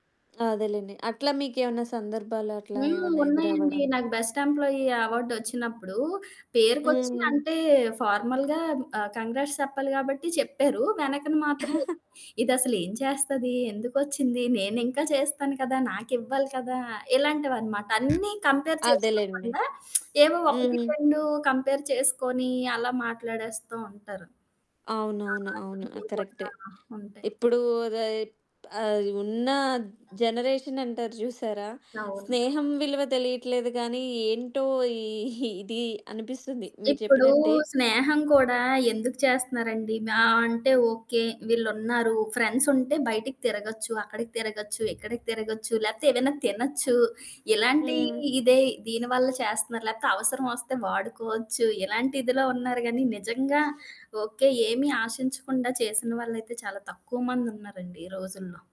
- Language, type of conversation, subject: Telugu, podcast, సామాజిక మాధ్యమాలు స్నేహాలను ఎలా మార్చాయి?
- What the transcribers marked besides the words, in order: in English: "బెస్ట్ ఎంప్లాయీ అవార్డ్"; in English: "ఫార్మల్‌గా"; in English: "కంగ్రాట్స్"; giggle; other background noise; in English: "కంపేర్"; lip smack; in English: "కంపేర్"; unintelligible speech; in English: "జనరేషన్"; giggle; in English: "ఫ్రెండ్స్"